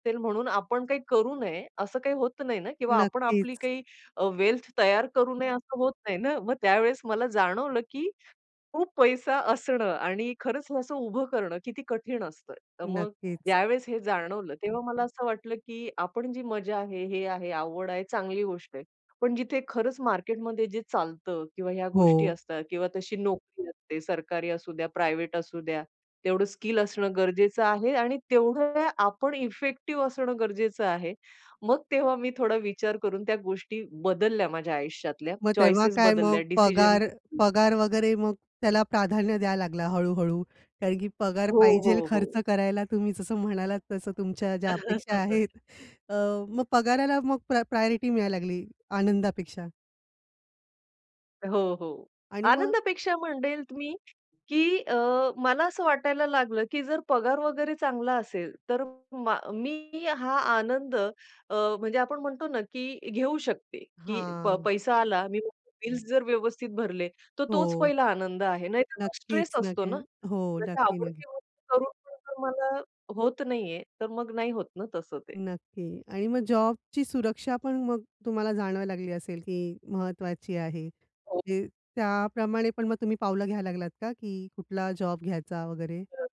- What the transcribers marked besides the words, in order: other noise; in English: "वेल्थ"; laughing while speaking: "त्यावेळेस मला जाणवलं की खूप … किती कठीण असतं"; other background noise; in English: "प्रायव्हेट"; in English: "इफेक्टिव्ह"; in English: "चॉईसेस"; in English: "डिसिजन"; tapping; laughing while speaking: "पगार पाहिजेल खर्च करायला तुम्ही जसं म्हणालात तसं तुमच्या ज्या अपेक्षा आहेत"; chuckle; in English: "प्रायोरिटी"; in English: "बिल्स"
- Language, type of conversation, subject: Marathi, podcast, नोकरी किंवा व्यवसाय निवडताना तात्काळ आनंद की दीर्घकालीन स्थैर्य यापैकी तुम्ही कशाला अधिक प्राधान्य देता?